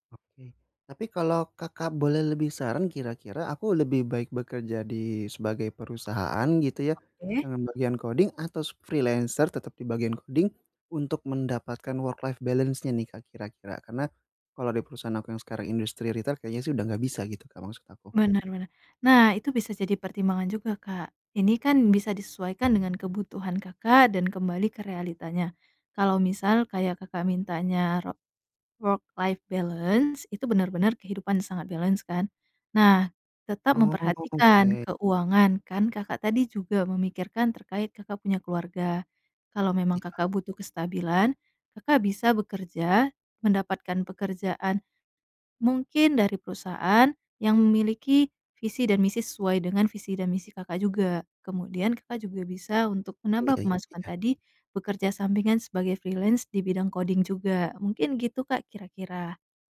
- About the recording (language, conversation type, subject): Indonesian, advice, Bagaimana cara memulai transisi karier ke pekerjaan yang lebih bermakna meski saya takut memulainya?
- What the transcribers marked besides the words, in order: in English: "coding"; in English: "freelancer"; in English: "coding"; in English: "work-life balance-nya"; other background noise; in English: "work-life balance"; in English: "balance"; in English: "freelance"; in English: "coding"